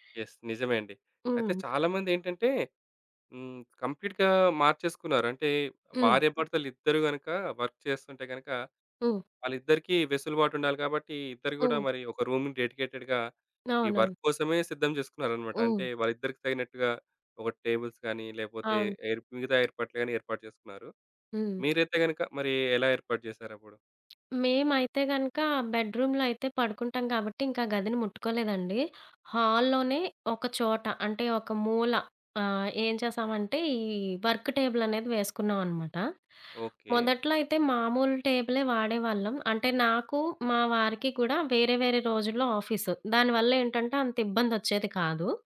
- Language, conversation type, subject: Telugu, podcast, హోమ్ ఆఫీస్‌ను సౌకర్యవంతంగా ఎలా ఏర్పాటు చేయాలి?
- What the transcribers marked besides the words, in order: in English: "యెస్"; other background noise; in English: "కంప్లీట్‌గా"; in English: "వర్క్"; in English: "రూమ్‌ని డెడికేటెడ్‌గా"; in English: "వర్క్"; in English: "టేబుల్స్"; in English: "బెడ్‌రూంలో"; in English: "హాల్"; in English: "వర్క్‌టేబుల్"; in English: "టేబుల్"